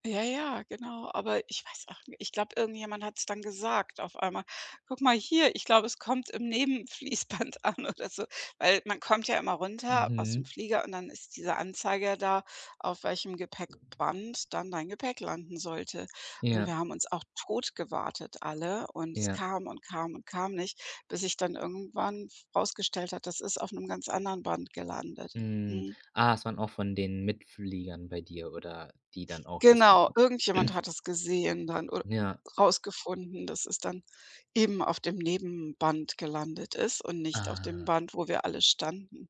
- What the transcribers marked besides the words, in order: laughing while speaking: "Nebenfließband an oder so"; tapping; other background noise; throat clearing; drawn out: "Ah"
- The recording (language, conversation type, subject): German, podcast, Was war dein schlimmstes Gepäckdesaster?